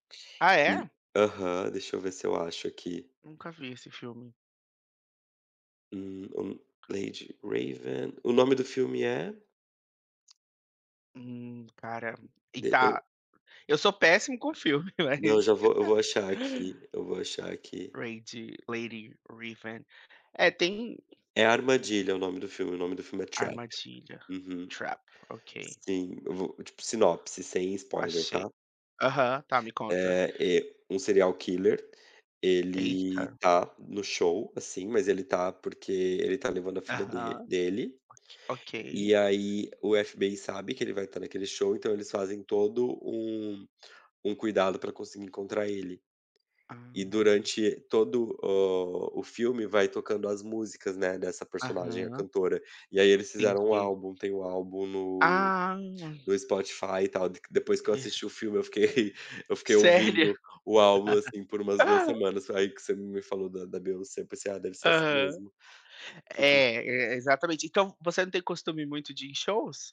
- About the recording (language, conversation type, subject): Portuguese, unstructured, Como a música afeta o seu humor no dia a dia?
- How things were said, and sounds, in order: tapping; other background noise; laughing while speaking: "mas"; laugh; laugh; laugh